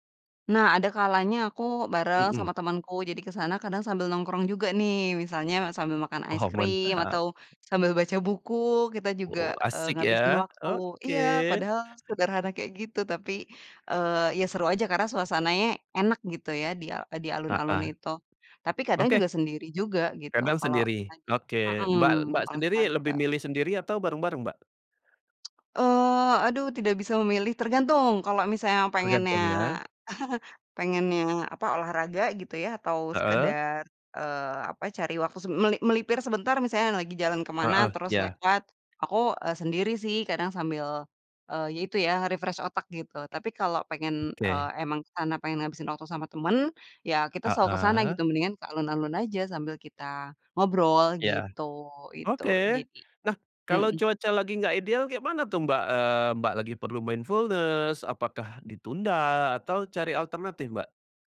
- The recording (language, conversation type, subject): Indonesian, podcast, Bagaimana cara paling mudah memulai latihan kesadaran penuh saat berjalan-jalan di taman?
- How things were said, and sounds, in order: tapping; other background noise; tsk; chuckle; in English: "refresh"; in English: "mindfulness"